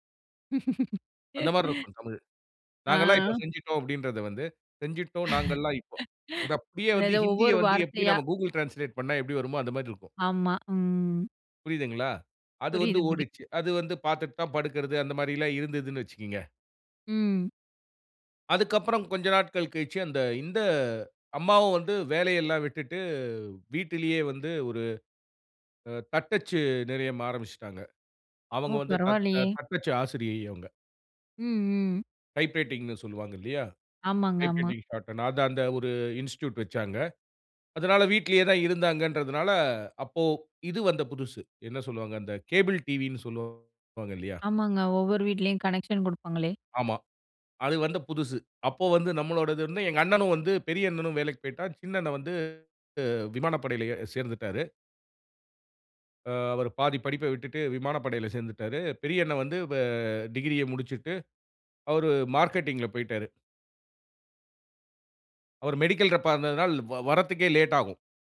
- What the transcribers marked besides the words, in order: laugh; laugh; "நிலையம்" said as "நிறையம்"; in English: "டைப் ரைட்டிங்ன்னு"; in English: "டைப் ரைட்டிங், ஷார்ட்ஹேன்ட்னு"; other background noise; in English: "மெடிக்கல் ரெப்பா"
- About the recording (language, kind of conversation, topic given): Tamil, podcast, இரவில்தூங்குவதற்குமுன் நீங்கள் எந்த வரிசையில் என்னென்ன செய்வீர்கள்?